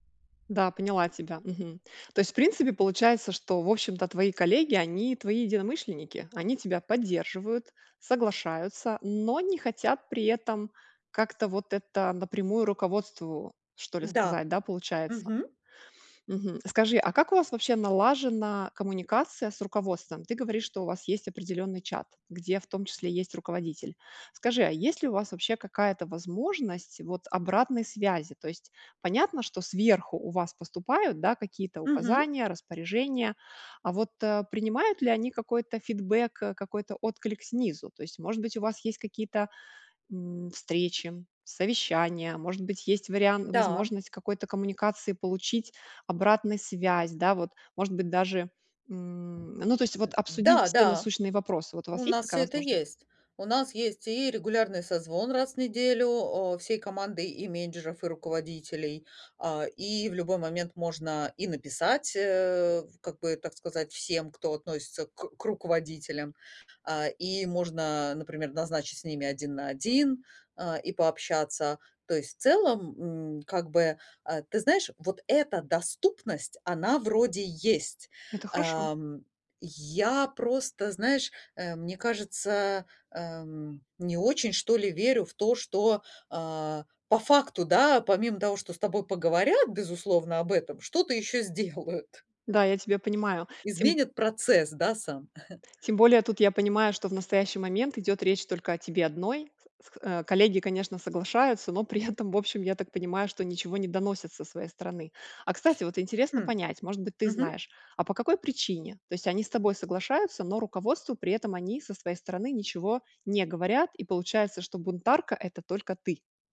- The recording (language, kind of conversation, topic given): Russian, advice, Как мне улучшить свою профессиональную репутацию на работе?
- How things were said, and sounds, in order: tapping; other noise; laughing while speaking: "сделают"; other background noise; chuckle; laughing while speaking: "при этом"